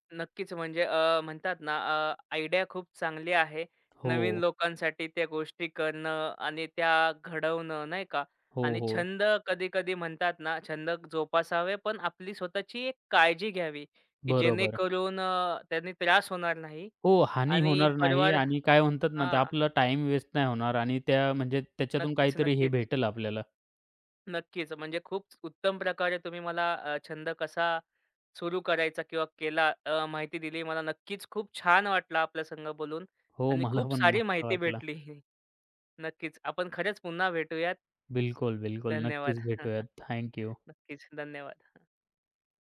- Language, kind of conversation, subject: Marathi, podcast, एखादा छंद तुम्ही कसा सुरू केला, ते सांगाल का?
- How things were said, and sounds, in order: in English: "आयडिया"; tapping; laughing while speaking: "मला पण मस्त वाटलं"; laughing while speaking: "माहिती भेटली"; chuckle